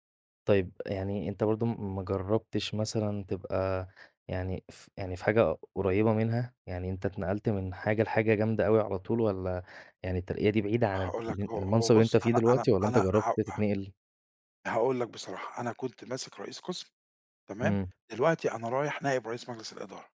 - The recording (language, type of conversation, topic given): Arabic, advice, إزاي أستعد للترقية وأتعامل مع مسؤولياتي الجديدة في الشغل؟
- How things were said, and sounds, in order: tapping